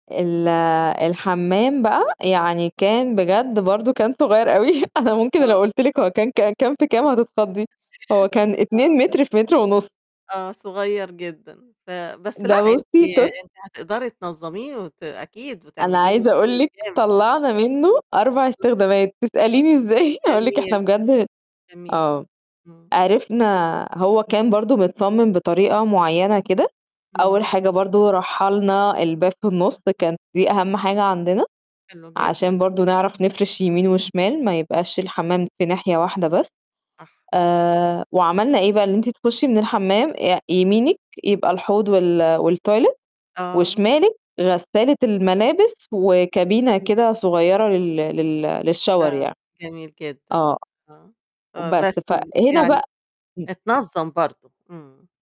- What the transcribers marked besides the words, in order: laughing while speaking: "صغير أوي"; other noise; unintelligible speech; laughing while speaking: "إزاي"; unintelligible speech; in English: "والتويلت"; in English: "وكابينة"; in English: "للشاور"
- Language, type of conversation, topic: Arabic, podcast, إزاي بتقسم المساحات في شقة صغيرة عندك؟